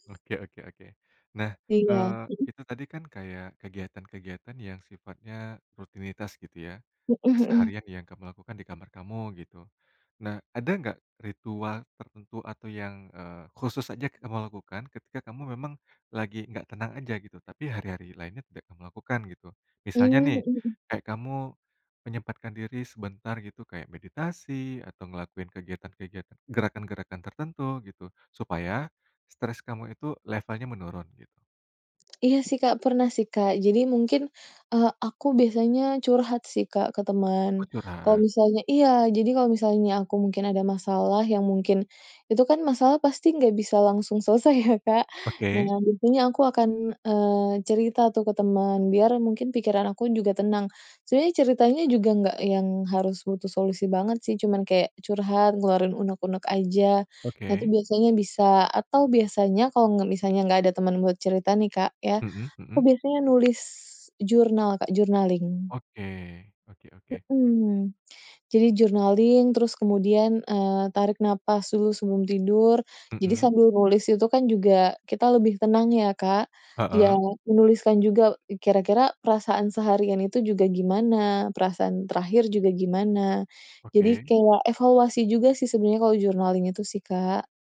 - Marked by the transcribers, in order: tapping; laughing while speaking: "ya, Kak?"; in English: "journaling"; in English: "journaling"; in English: "journaling"
- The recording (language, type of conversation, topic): Indonesian, podcast, Apa yang kamu lakukan kalau susah tidur karena pikiran nggak tenang?
- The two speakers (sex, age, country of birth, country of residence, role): female, 30-34, Indonesia, Indonesia, guest; male, 35-39, Indonesia, Indonesia, host